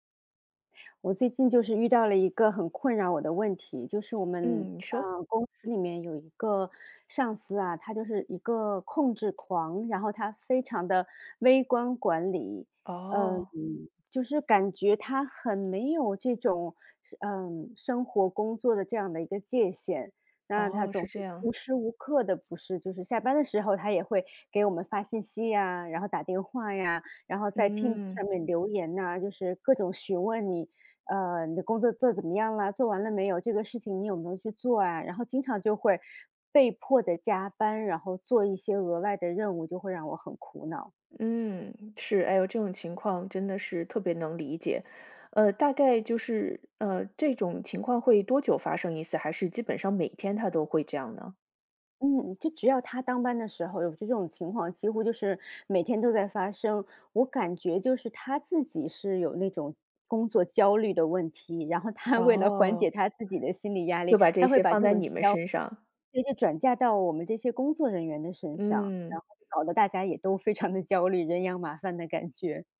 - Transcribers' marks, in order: other background noise; tapping; laughing while speaking: "他为了"; laughing while speaking: "地焦虑"
- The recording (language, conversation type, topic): Chinese, advice, 我该如何在与同事或上司相处时设立界限，避免总是接手额外任务？